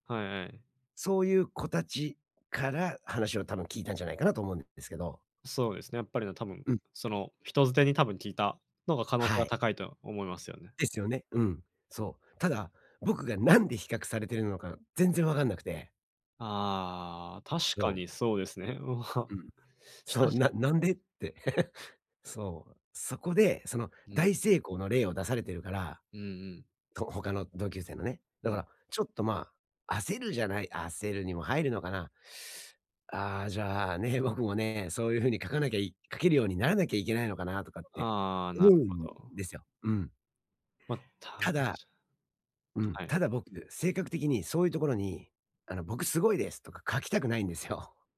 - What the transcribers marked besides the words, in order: chuckle
- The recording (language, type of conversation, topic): Japanese, advice, 同年代と比べて焦ってしまうとき、どうすれば落ち着いて自分のペースで進めますか？